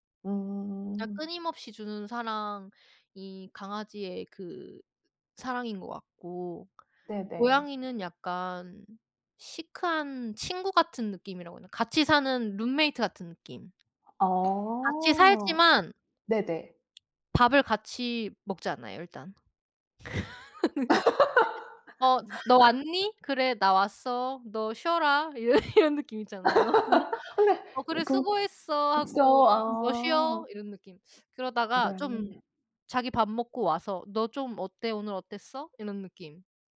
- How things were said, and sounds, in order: other background noise; tapping; laugh; laughing while speaking: "이러 이런"; laugh; laughing while speaking: "근데"
- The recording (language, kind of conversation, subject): Korean, unstructured, 고양이와 강아지 중 어떤 반려동물이 더 사랑스럽다고 생각하시나요?